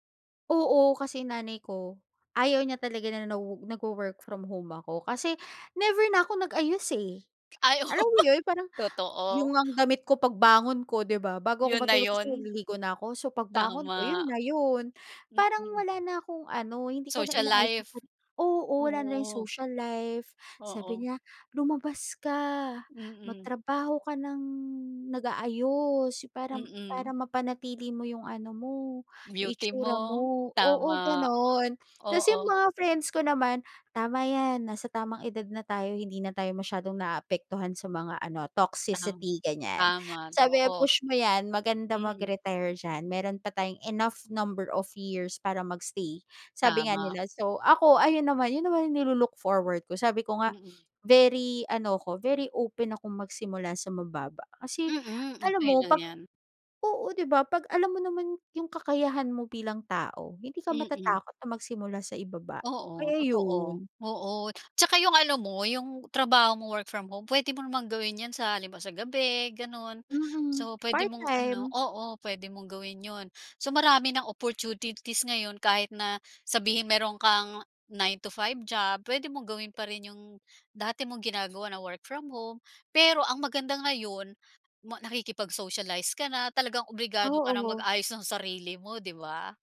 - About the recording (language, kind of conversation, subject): Filipino, podcast, May nangyari bang hindi mo inaasahan na nagbukas ng bagong oportunidad?
- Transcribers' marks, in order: laugh; in English: "toxicity"; in English: "enough number of years"; other background noise